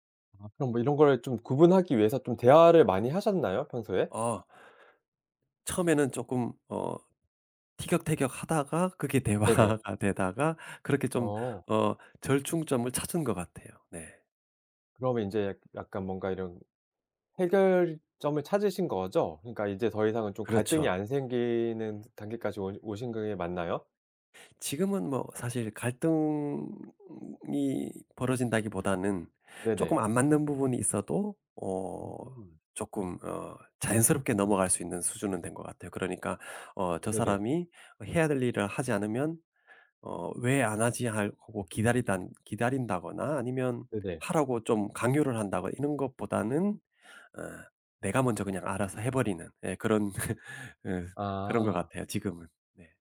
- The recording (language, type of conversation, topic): Korean, podcast, 집안일 분담은 보통 어떻게 정하시나요?
- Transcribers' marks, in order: laughing while speaking: "대화가 되다가"; other background noise; tapping; laugh